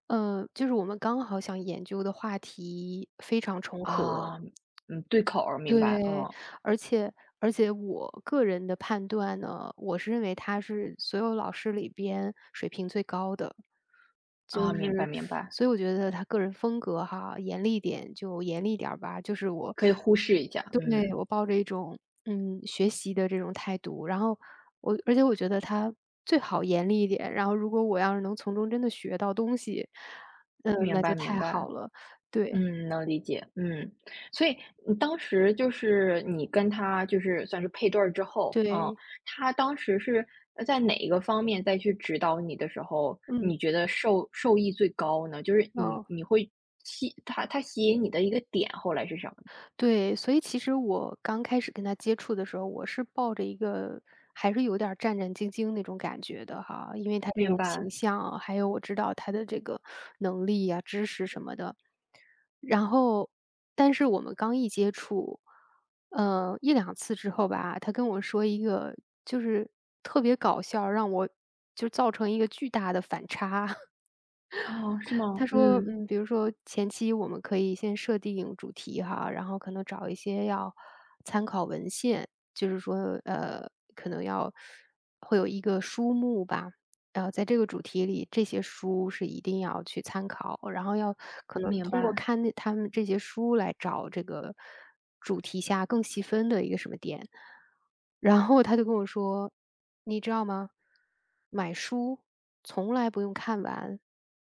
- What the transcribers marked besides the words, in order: teeth sucking; chuckle
- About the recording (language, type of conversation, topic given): Chinese, podcast, 能不能说说导师给过你最实用的建议？